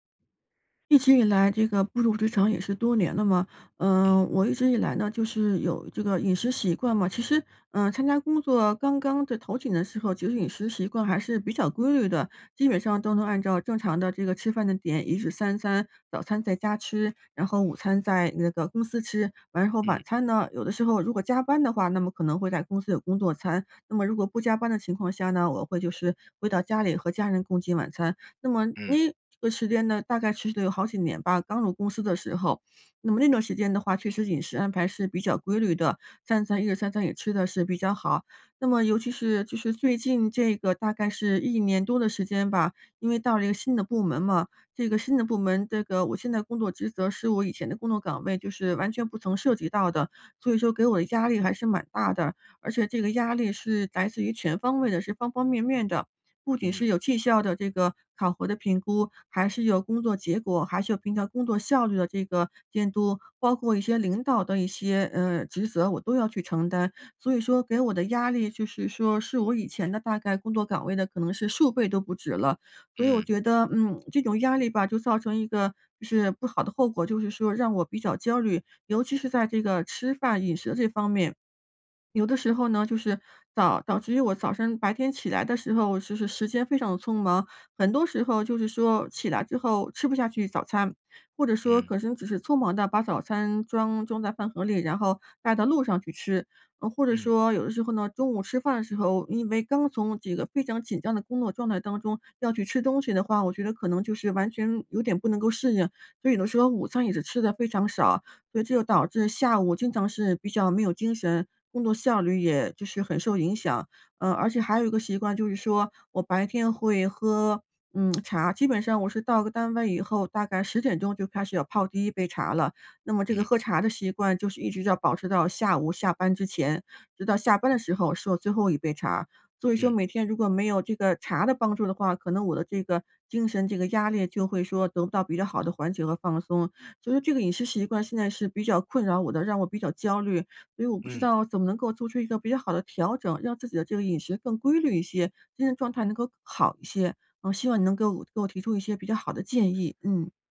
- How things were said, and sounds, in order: unintelligible speech; tapping; other background noise; "其实" said as "实时"; "可能" said as "可生"; "这个" said as "几个"; lip smack
- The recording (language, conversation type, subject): Chinese, advice, 咖啡和饮食让我更焦虑，我该怎么调整才能更好地管理压力？